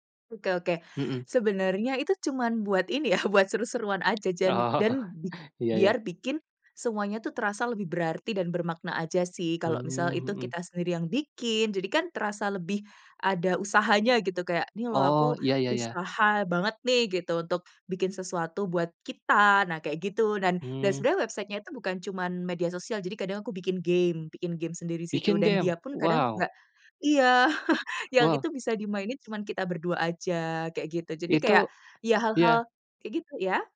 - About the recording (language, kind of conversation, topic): Indonesian, podcast, Apa ritual sederhana yang membuat kalian merasa lebih dekat satu sama lain?
- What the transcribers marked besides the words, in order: laughing while speaking: "ya"; tapping; chuckle; in English: "website-nya"; chuckle